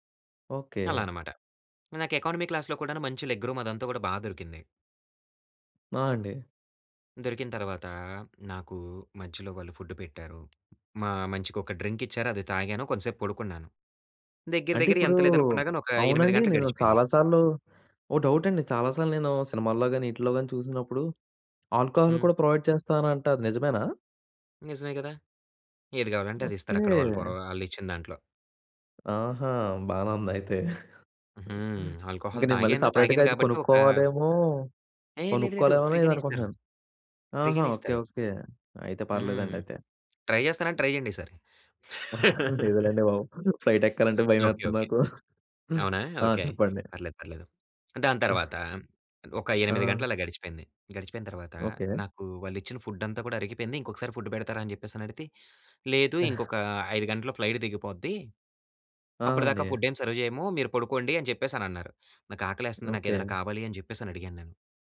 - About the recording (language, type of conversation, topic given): Telugu, podcast, మొదటిసారి ఒంటరిగా ప్రయాణం చేసినప్పుడు మీ అనుభవం ఎలా ఉండింది?
- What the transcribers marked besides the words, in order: in English: "ఎకానమీ క్లాస్‌లో"; in English: "లెగ్రూమ్"; in English: "ఫుడ్"; in English: "డ్రింక్"; in English: "ఆల్కహాల్"; in English: "ప్రొవైడ్"; "చేస్తారంటా" said as "చేస్తానంటా"; chuckle; in English: "ఆల్కహాల్"; other background noise; in English: "ఫ్రీ"; in English: "ఫ్రీ"; in English: "ట్రై"; in English: "ట్రై"; laughing while speaking: "లేదులెండి బాబు. ఫ్లైట్ ఎక్కాలంటే భయమేత్తుంది నాకు"; laugh; in English: "ఫ్లైట్"; giggle; in English: "ఫుడ్"; giggle; in English: "ఫ్లైట్"; in English: "సర్వ్"